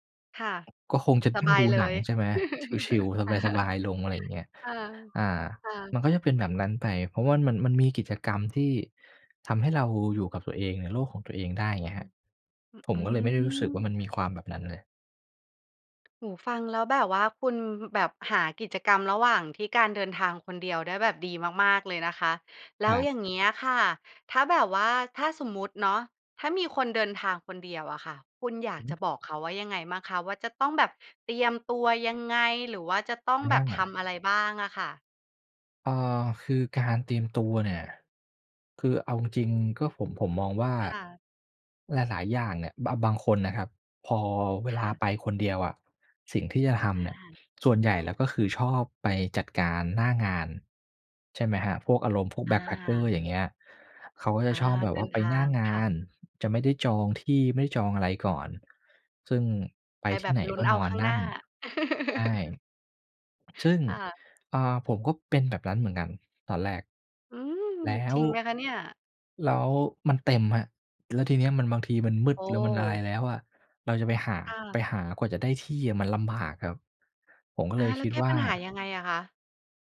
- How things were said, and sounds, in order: tapping; laugh; in English: "backpacker"; laugh
- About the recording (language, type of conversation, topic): Thai, podcast, เคยเดินทางคนเดียวแล้วเป็นยังไงบ้าง?